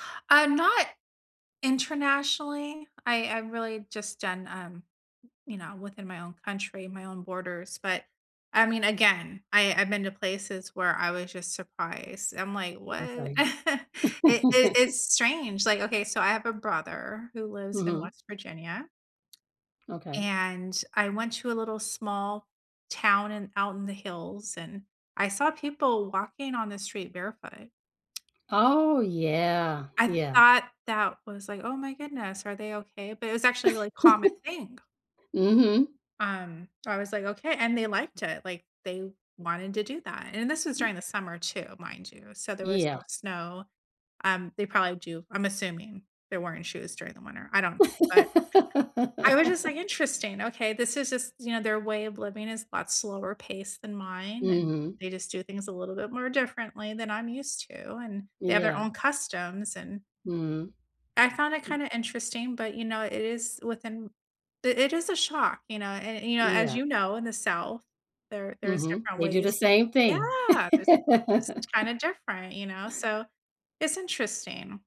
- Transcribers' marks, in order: chuckle; laugh; laugh; other background noise; laugh; tapping; laugh
- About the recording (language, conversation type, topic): English, unstructured, Is it fair to expect travelers to respect local customs everywhere they go?
- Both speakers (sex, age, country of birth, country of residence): female, 45-49, United States, United States; female, 45-49, United States, United States